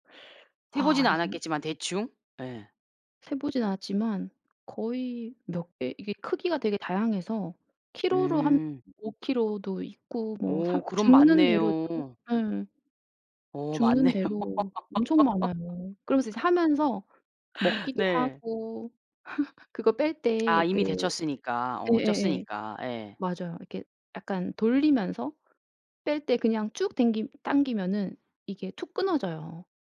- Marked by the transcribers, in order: unintelligible speech; other background noise; laughing while speaking: "맞네요"; laugh; tapping; laugh; lip smack
- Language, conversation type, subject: Korean, podcast, 지역마다 잔치 음식이 어떻게 다른지 느껴본 적이 있나요?